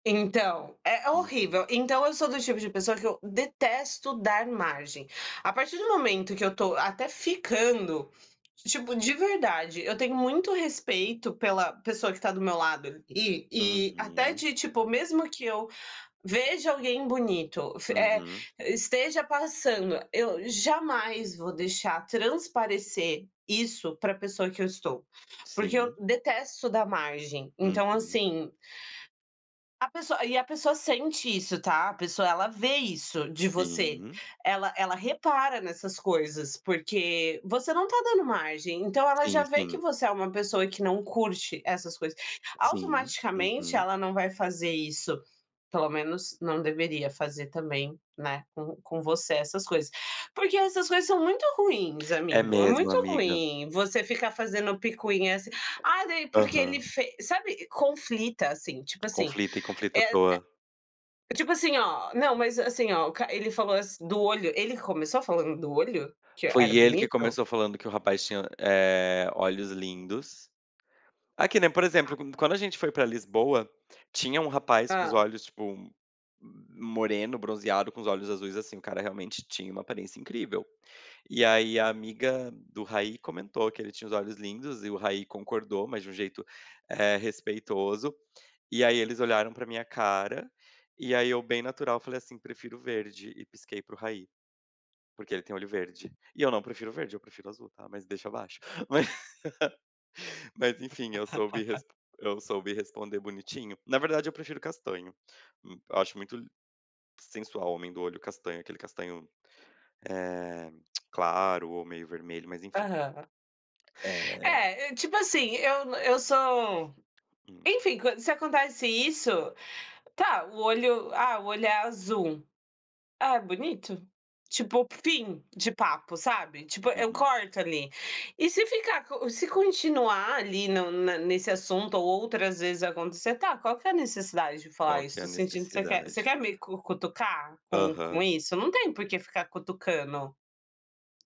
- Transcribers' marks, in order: tapping; other background noise; laugh; tongue click; "cutucando" said as "cutucano"
- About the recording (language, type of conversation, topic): Portuguese, unstructured, Como você define um relacionamento saudável?